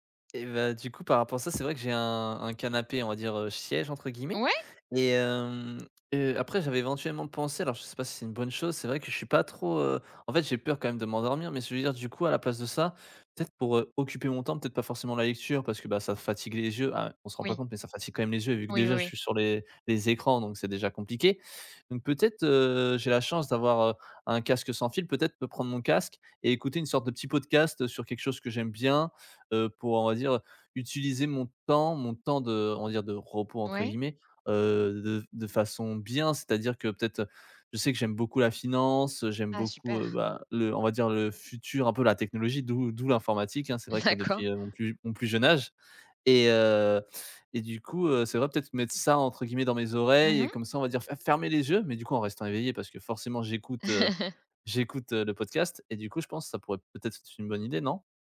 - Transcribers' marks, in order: tapping; laughing while speaking: "D'accord"; laugh
- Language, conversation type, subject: French, advice, Comment puis-je rester concentré pendant de longues sessions, même sans distractions ?
- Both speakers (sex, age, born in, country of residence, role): female, 30-34, France, France, advisor; male, 20-24, France, France, user